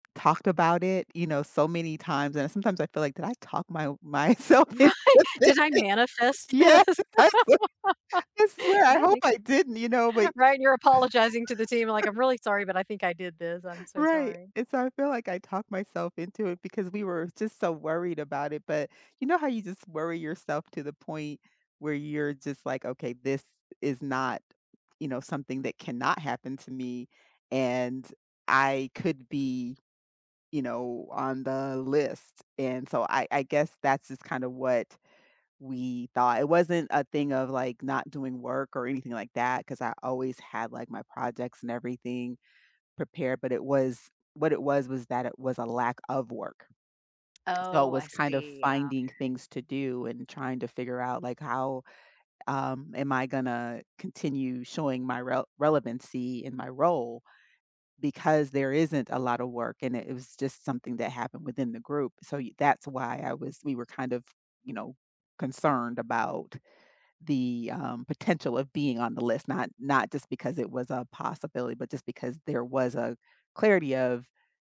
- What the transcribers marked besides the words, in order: laughing while speaking: "Right!"; laughing while speaking: "this?"; laughing while speaking: "myself into this? Yes! I sw"; laugh; laugh
- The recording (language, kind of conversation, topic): English, unstructured, What goal are you most excited to work toward right now, and what sparked that excitement?